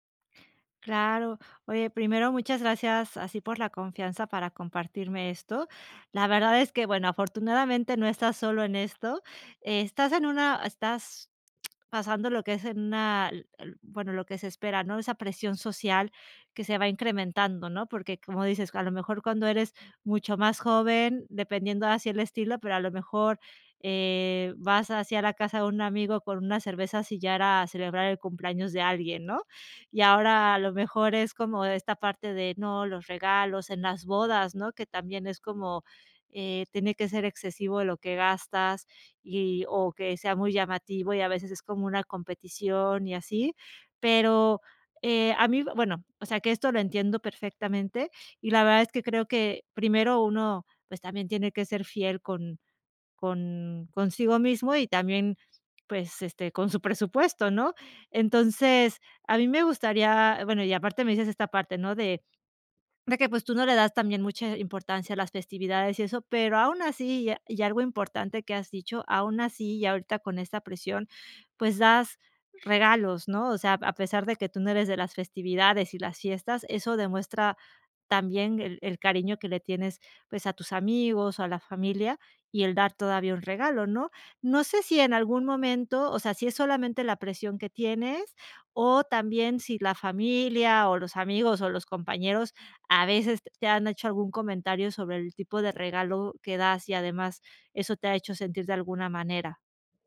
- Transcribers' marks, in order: other noise
- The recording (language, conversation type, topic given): Spanish, advice, ¿Cómo puedo manejar la presión social de comprar regalos costosos en eventos?